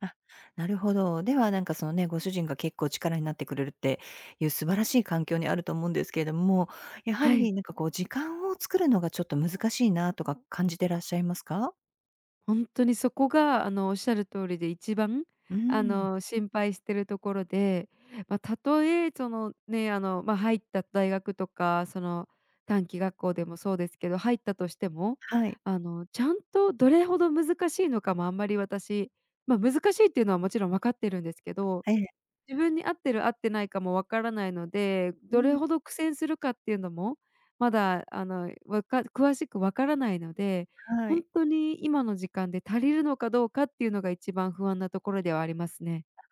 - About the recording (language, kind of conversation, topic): Japanese, advice, 学び直してキャリアチェンジするかどうか迷っている
- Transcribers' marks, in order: none